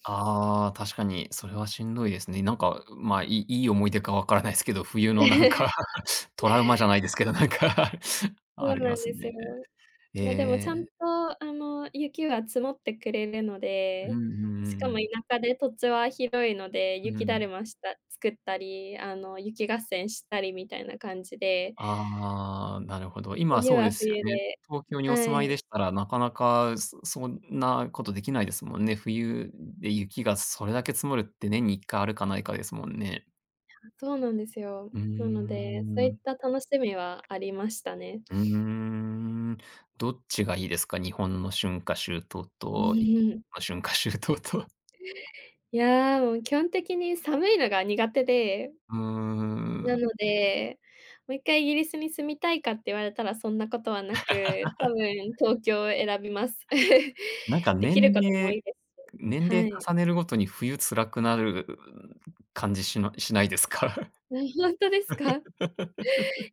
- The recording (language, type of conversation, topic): Japanese, podcast, 季節ごとに楽しみにしていることは何ですか？
- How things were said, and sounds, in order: chuckle; laughing while speaking: "冬のなんか"; laugh; laughing while speaking: "なんか"; laugh; tapping; laughing while speaking: "春夏秋冬と"; other background noise; laugh; laugh; laugh